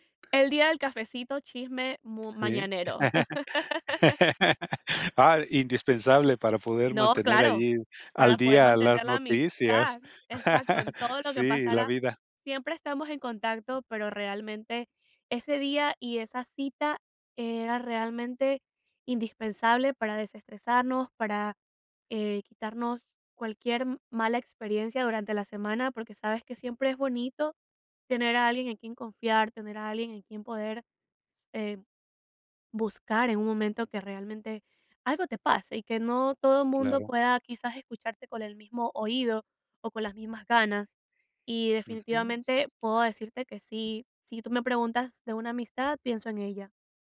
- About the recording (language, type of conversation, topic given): Spanish, podcast, ¿Cuál fue una amistad que cambió tu vida?
- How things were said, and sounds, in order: laugh; chuckle; other background noise; tapping